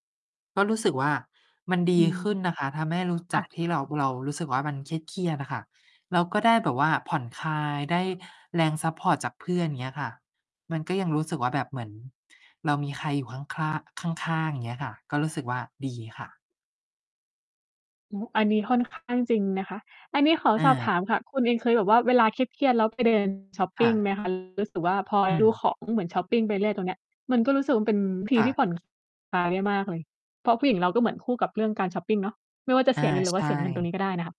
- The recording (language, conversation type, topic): Thai, unstructured, เวลาคุณรู้สึกเครียด คุณทำอย่างไรถึงจะผ่อนคลาย?
- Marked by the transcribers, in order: distorted speech; other background noise; mechanical hum